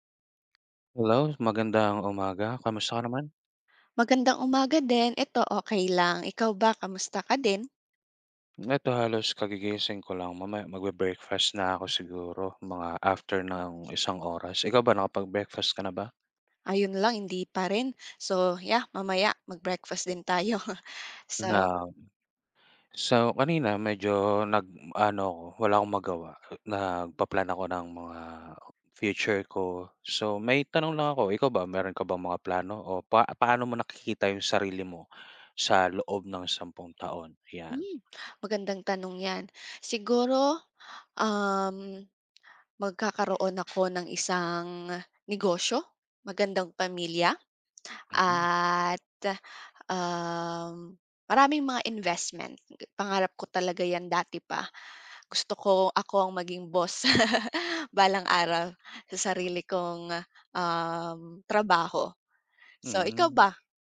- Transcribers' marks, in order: tapping; other background noise; chuckle; other noise; door; drawn out: "at, um"; laugh
- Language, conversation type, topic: Filipino, unstructured, Paano mo nakikita ang sarili mo sa loob ng sampung taon?
- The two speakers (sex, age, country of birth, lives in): female, 25-29, Philippines, Philippines; male, 30-34, Philippines, Philippines